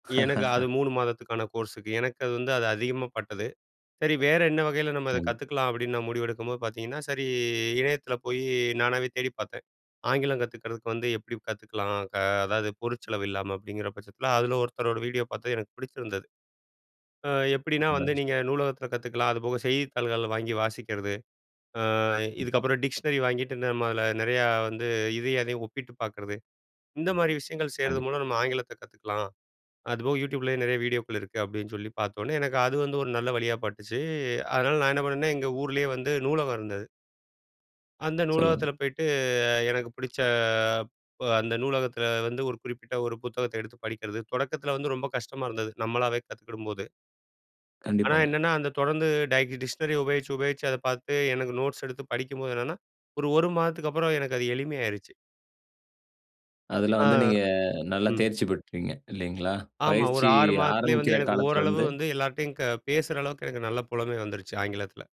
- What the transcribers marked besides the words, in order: laugh; in English: "கோர்ஸுக்கு"; other background noise; unintelligible speech; in English: "நோட்ஸ்"
- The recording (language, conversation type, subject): Tamil, podcast, காசில்லாமல் கற்றுக்கொள்வதற்கு என்னென்ன வழிகள் உள்ளன?